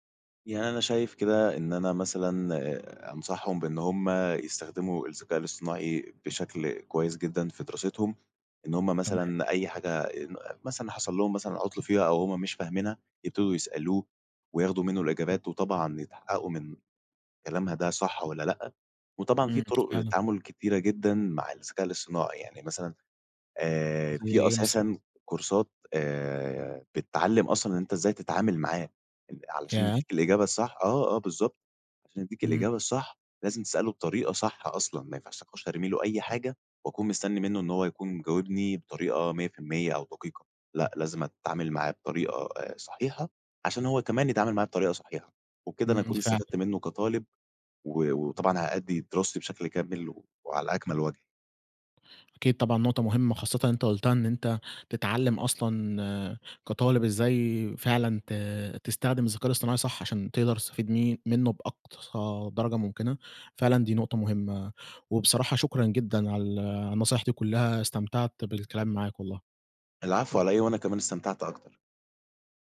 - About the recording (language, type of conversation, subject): Arabic, podcast, إيه رأيك في دور الإنترنت في التعليم دلوقتي؟
- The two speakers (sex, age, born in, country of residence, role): male, 20-24, Egypt, Egypt, guest; male, 20-24, Egypt, Egypt, host
- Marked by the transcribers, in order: tapping; in English: "كورسات"; dog barking